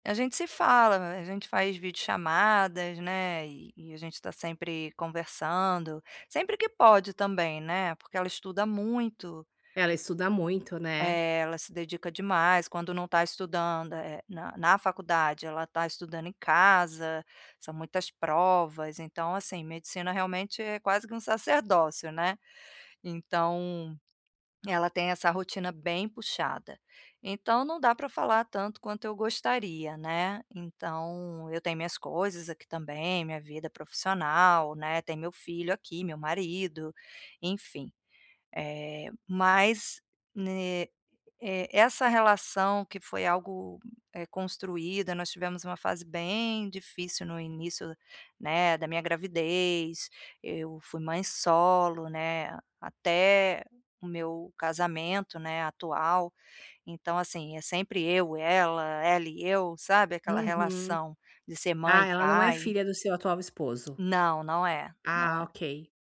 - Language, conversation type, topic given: Portuguese, advice, Como posso lidar com a saudade e o vazio após o término?
- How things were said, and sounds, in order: none